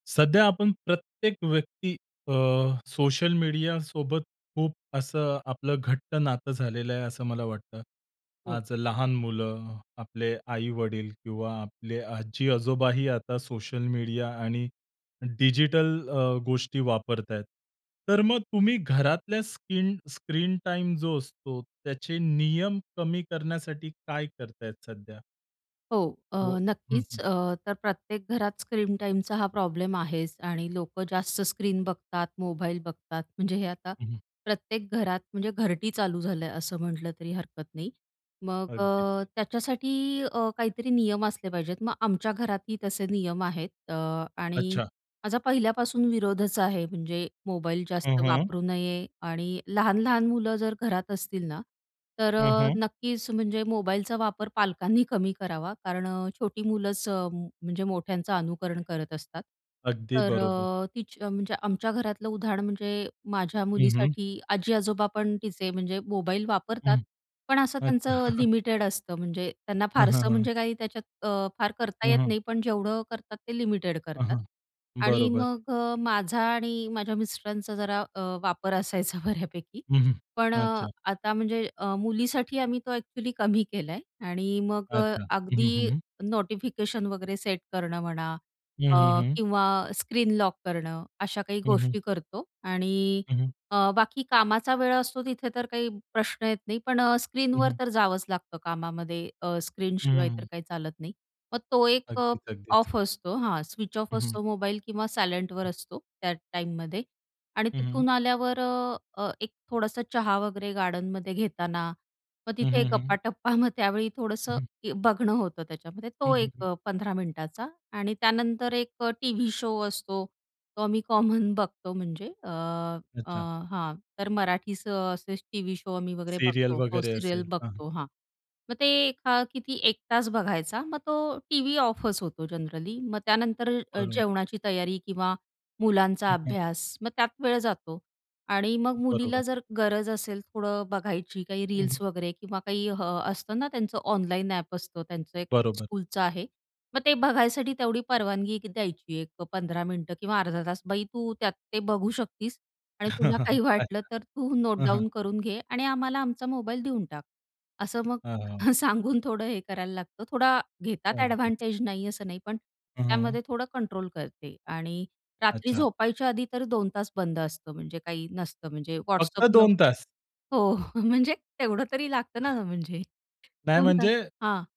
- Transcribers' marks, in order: chuckle; laughing while speaking: "असायचा बऱ्यापैकी"; tapping; in English: "सायलेंटवर"; other noise; in English: "शो"; in English: "कॉमन"; in English: "शो"; in English: "सीरियल"; in English: "सीरियल"; in English: "जनरली"; in English: "स्कूलचं"; laugh; in English: "नोट डाउन"; chuckle; chuckle
- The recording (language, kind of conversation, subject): Marathi, podcast, घरात स्क्रीन वेळेबाबत कोणते नियम पाळले जातात?